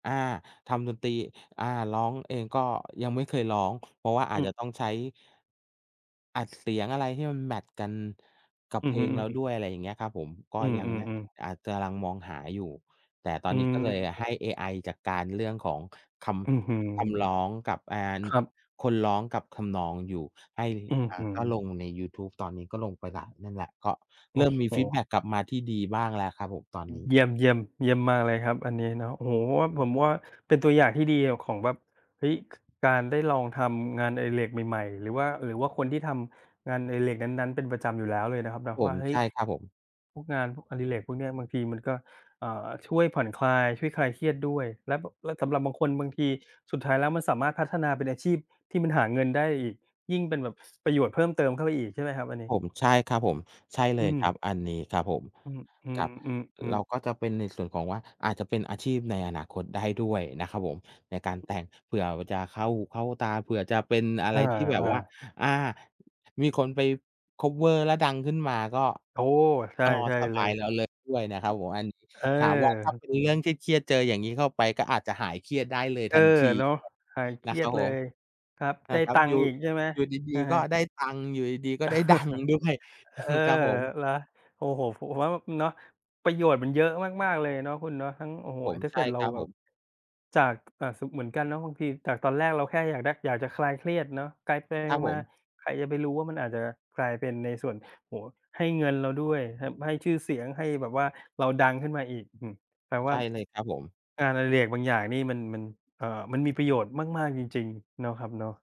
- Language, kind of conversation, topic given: Thai, unstructured, ทำไมงานอดิเรกบางอย่างถึงช่วยคลายความเครียดได้ดี?
- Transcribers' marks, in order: other background noise; in English: "คัฟเวอร์"; chuckle; laughing while speaking: "ดัง"; chuckle; tapping